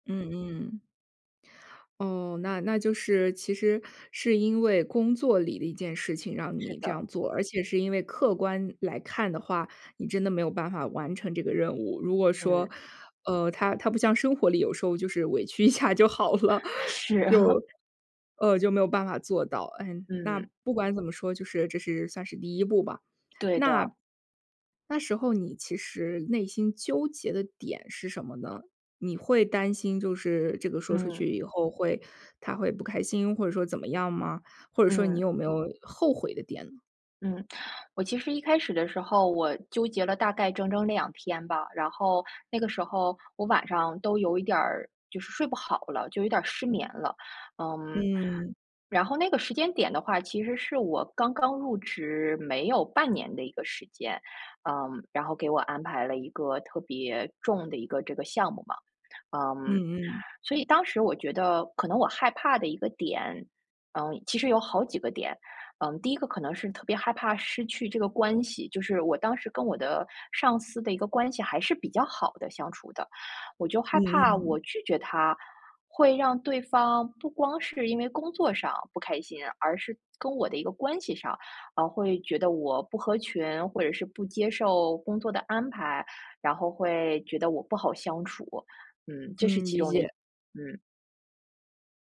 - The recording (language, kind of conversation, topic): Chinese, podcast, 你是怎么学会说“不”的？
- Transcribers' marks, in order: laughing while speaking: "下就好了"; chuckle; laugh